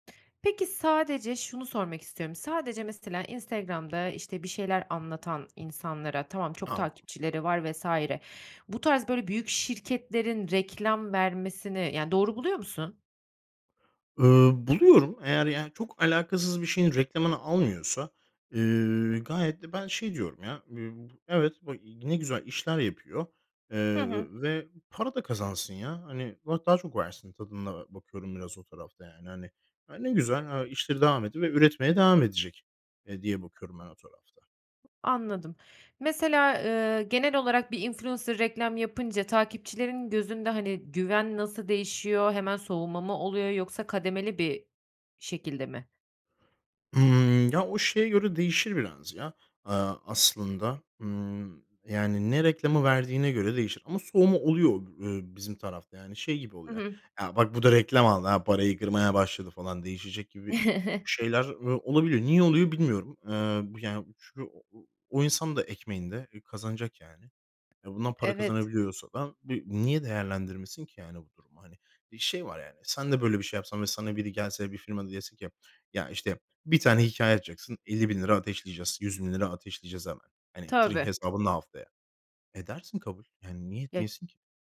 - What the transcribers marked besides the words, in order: other background noise; other noise; in English: "influencer"; chuckle
- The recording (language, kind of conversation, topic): Turkish, podcast, Influencerlar reklam yaptığında güvenilirlikleri nasıl etkilenir?